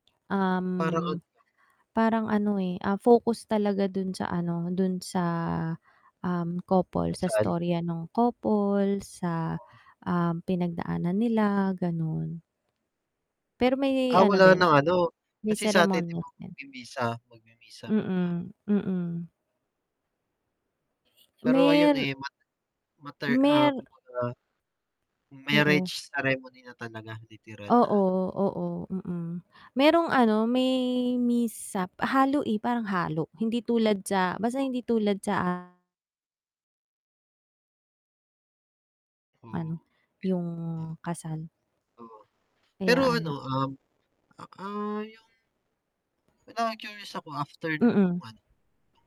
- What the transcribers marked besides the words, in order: distorted speech; other background noise; unintelligible speech; in English: "marriage ceremony"; static; in English: "mishap"
- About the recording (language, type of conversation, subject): Filipino, unstructured, Ano ang pinakatumatak mong karanasan sa paglalakbay?